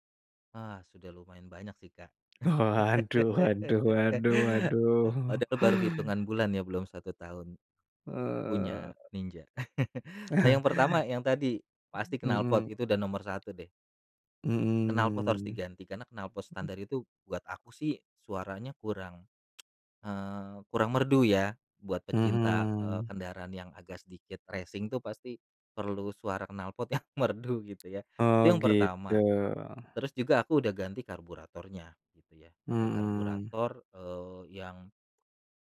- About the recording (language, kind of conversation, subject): Indonesian, podcast, Apa tips sederhana untuk pemula yang ingin mencoba hobi ini?
- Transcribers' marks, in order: laughing while speaking: "Waduh waduh waduh waduh"; laugh; tapping; chuckle; chuckle; chuckle; other background noise; tsk; in English: "racing"; laughing while speaking: "yang"